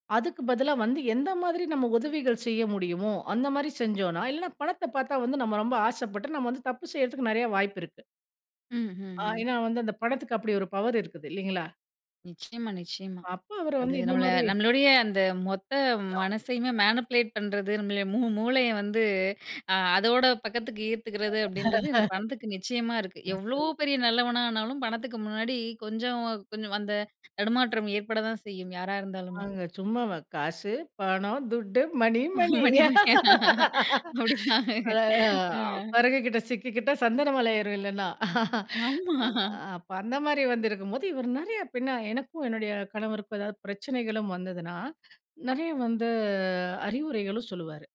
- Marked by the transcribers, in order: in English: "மேனிபுலேட்"; cough; laugh; singing: "காசு பணம் துட்டு மணி மணி"; laugh; laughing while speaking: "மணி, மணியா அப்டிதான். அ"; laugh; laughing while speaking: "ஆமா"; drawn out: "வந்து"
- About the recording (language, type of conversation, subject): Tamil, podcast, உங்கள் வாழ்க்கையில் வழிகாட்டி இல்லாமல் உங்கள் பயணம் எப்படி இருக்கும்?